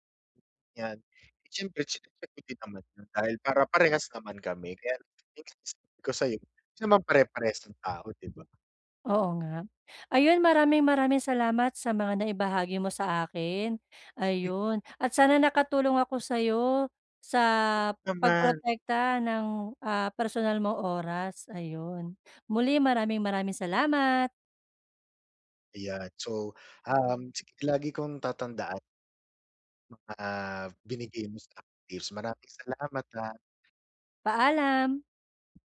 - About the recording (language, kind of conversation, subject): Filipino, advice, Paano ko mapoprotektahan ang personal kong oras mula sa iba?
- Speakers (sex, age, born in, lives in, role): female, 35-39, Philippines, Philippines, advisor; male, 35-39, Philippines, Philippines, user
- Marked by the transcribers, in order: other background noise